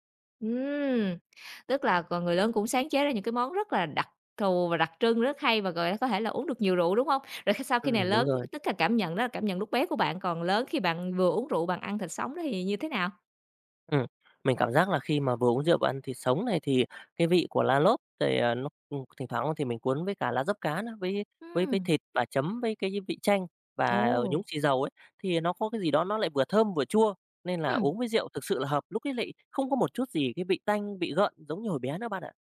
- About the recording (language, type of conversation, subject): Vietnamese, podcast, Bạn có thể kể về món ăn tuổi thơ khiến bạn nhớ mãi không quên không?
- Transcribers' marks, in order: tapping